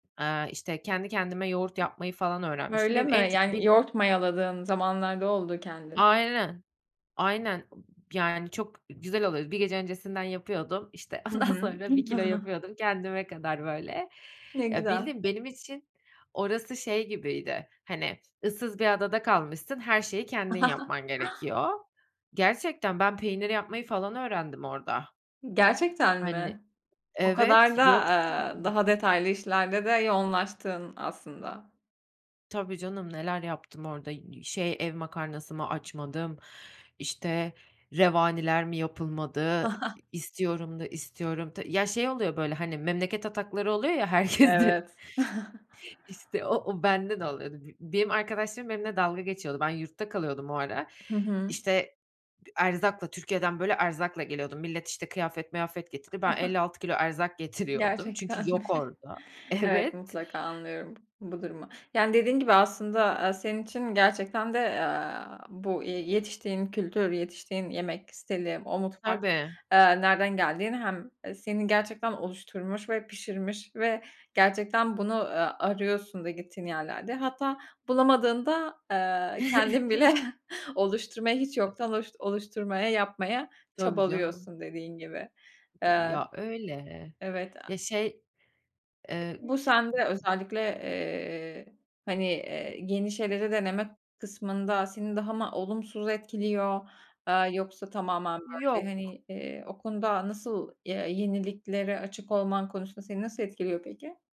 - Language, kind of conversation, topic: Turkish, podcast, Yemek hazırlarken zamanı nasıl yönetiyorsun?
- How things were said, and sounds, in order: other background noise; laughing while speaking: "ondan sonra"; chuckle; chuckle; tapping; laugh; laughing while speaking: "herkesde"; chuckle; chuckle; laughing while speaking: "Gerçekten mi?"; laughing while speaking: "getiriyordum"; laughing while speaking: "Evet"; chuckle; laughing while speaking: "bile"